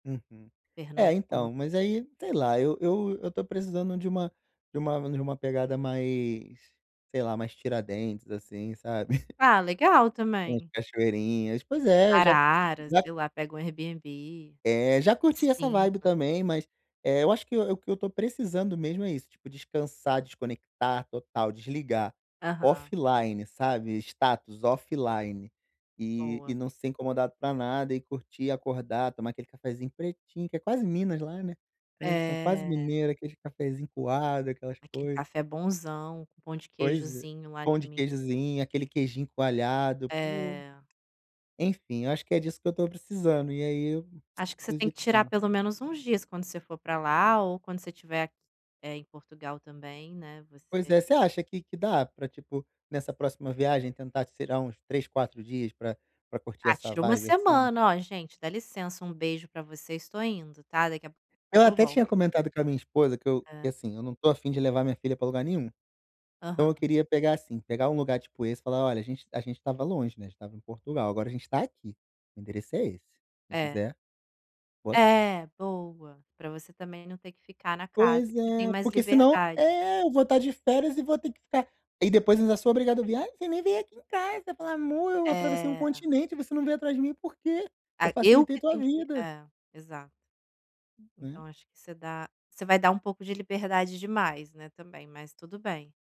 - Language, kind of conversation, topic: Portuguese, advice, Como aproveitar bem pouco tempo de férias sem viajar muito?
- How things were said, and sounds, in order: chuckle; tapping; in English: "vibe"; in English: "offline"; in English: "status offline"; tongue click; in English: "vibe"; put-on voice: "Ai, você nem veio aqui em casa"